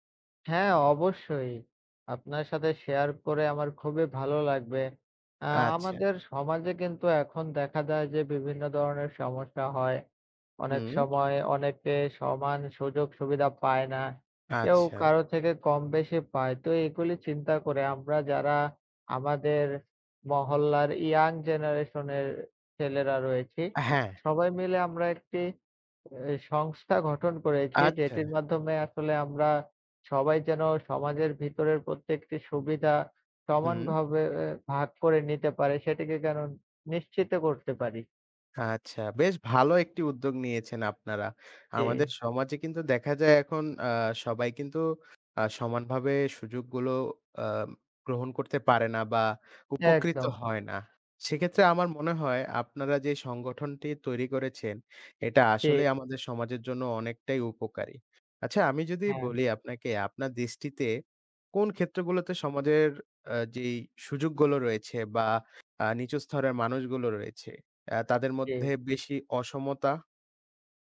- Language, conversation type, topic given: Bengali, unstructured, আপনার কি মনে হয়, সমাজে সবাই কি সমান সুযোগ পায়?
- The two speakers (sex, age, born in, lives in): male, 20-24, Bangladesh, Bangladesh; male, 20-24, Bangladesh, Bangladesh
- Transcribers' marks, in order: other background noise; tapping; "স্তরের" said as "স্থরের"